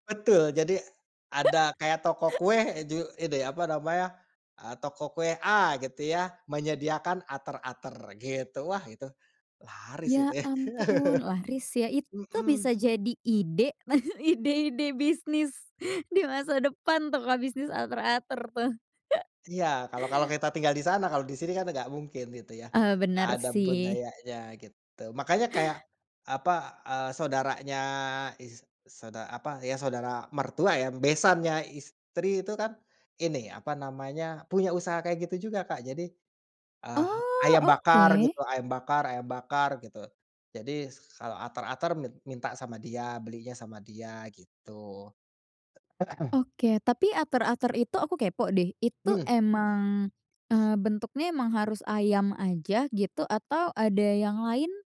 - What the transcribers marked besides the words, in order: laugh; laugh; laughing while speaking: "nah ide-ide bisnis di masa depan tuh"; other background noise; other noise; tapping
- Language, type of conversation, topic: Indonesian, podcast, Bagaimana pengalamanmu menyesuaikan diri dengan budaya baru?